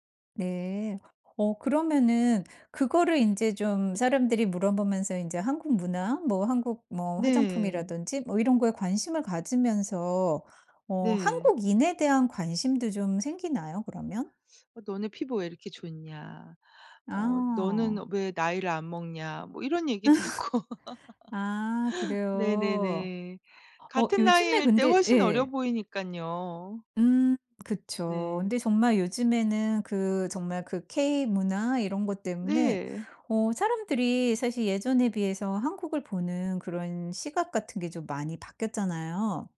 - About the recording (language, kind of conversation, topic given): Korean, podcast, 현지인들과 친해지게 된 계기 하나를 솔직하게 이야기해 주실래요?
- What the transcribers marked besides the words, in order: laugh; other background noise; laughing while speaking: "듣고"; laugh